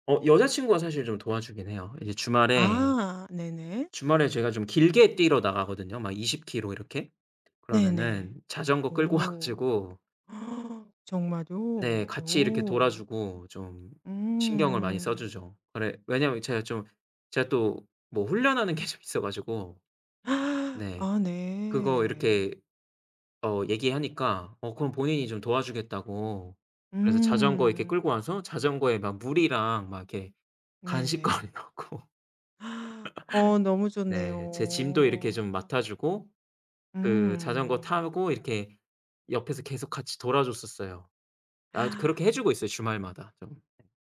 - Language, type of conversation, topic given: Korean, advice, 혼자 운동할 때 외로움을 덜기 위해 동기 부여나 함께할 파트너를 어떻게 찾을 수 있을까요?
- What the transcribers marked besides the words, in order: laughing while speaking: "와"; gasp; other background noise; laughing while speaking: "좀"; gasp; laughing while speaking: "간식거리 넣고"; laugh; gasp; tapping; drawn out: "좋네요"; gasp